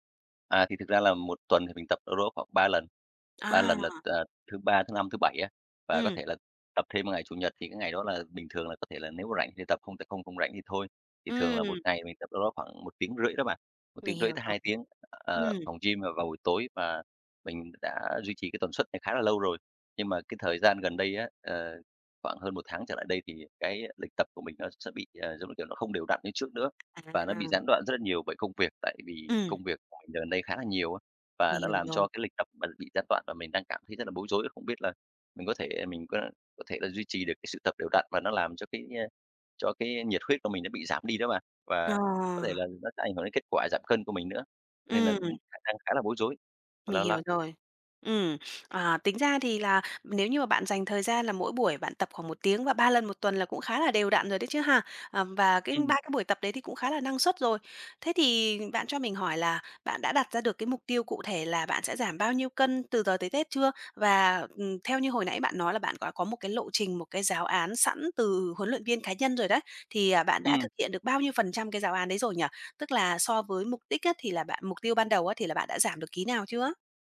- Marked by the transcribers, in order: tapping
- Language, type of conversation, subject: Vietnamese, advice, Làm thế nào để duy trì thói quen tập luyện đều đặn?